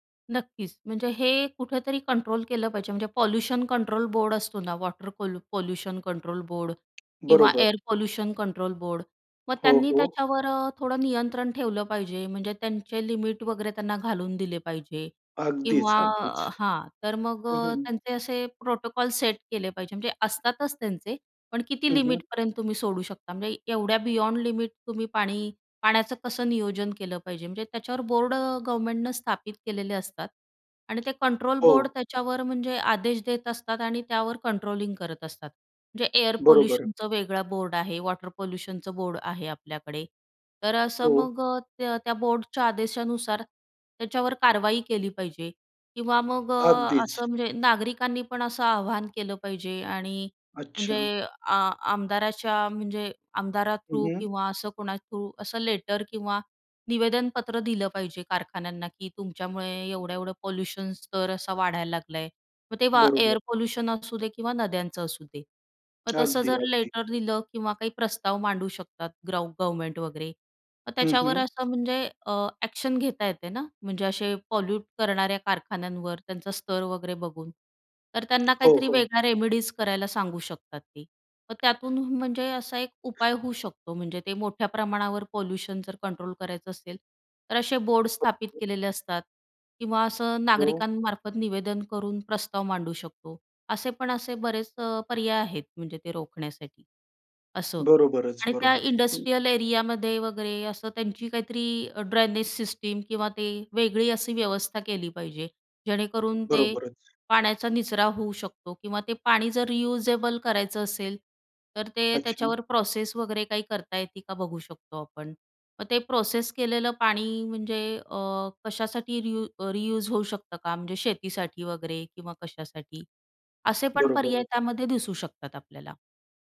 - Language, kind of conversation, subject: Marathi, podcast, आमच्या शहरातील नद्या आणि तलाव आपण स्वच्छ कसे ठेवू शकतो?
- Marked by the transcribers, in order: other background noise; in English: "पॉल्यूशन कंट्रोल बोर्ड"; in English: "वॉटर पॉल पॉल्यूशन कंट्रोल बोर्ड"; in English: "एअर पॉल्यूशन कंट्रोल बोर्ड"; in English: "प्रोटोकॉल सेट"; in English: "बियॉन्ड"; in English: "एअर पोल्यूशनचं"; in English: "वॉटर पोल्यूशनचं"; in English: "थ्रू"; in English: "थ्रू"; in English: "लेटर"; in English: "पॉल्यूशन"; in English: "एअर पोल्यूशन"; in English: "लेटर"; in English: "अॅक्शन"; in English: "पॉल्यूट"; in English: "रेमेडीज"; in English: "पॉल्यूशन"; unintelligible speech; in English: "इंडस्ट्रियल"; in English: "ड्रेनेज सिस्टीम"; in English: "रियूजेबल"; in English: "प्रोसेस"; in English: "प्रोसेस"; in English: "रियूज"